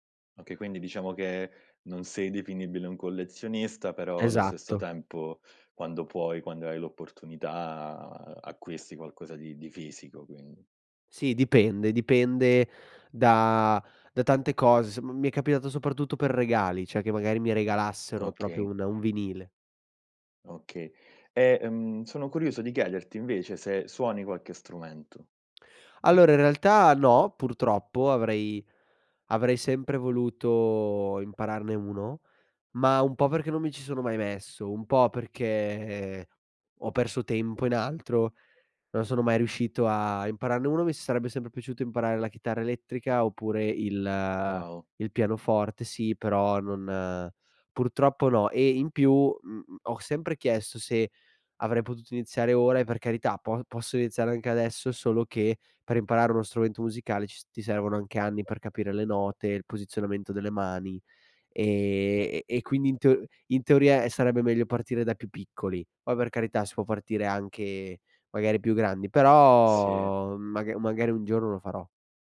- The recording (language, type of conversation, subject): Italian, podcast, Come scopri di solito nuova musica?
- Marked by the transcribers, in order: none